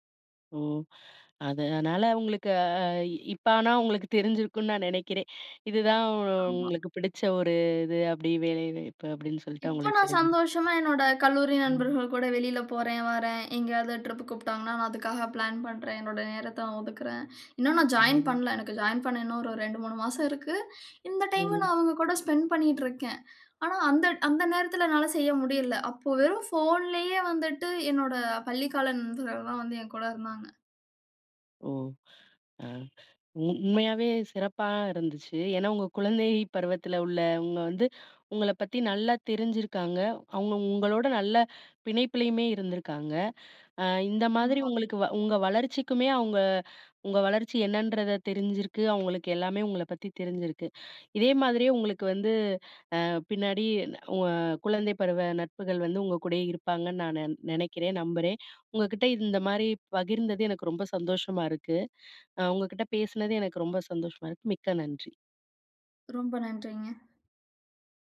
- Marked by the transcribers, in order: in English: "ட்ரிப்"; in English: "ஜாயின்"; in English: "ஜாயின்"; inhale; "உள்ளவுங்க" said as "உள்ள-உங்க"
- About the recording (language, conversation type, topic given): Tamil, podcast, குழந்தைநிலையில் உருவான நட்புகள் உங்கள் தனிப்பட்ட வளர்ச்சிக்கு எவ்வளவு உதவின?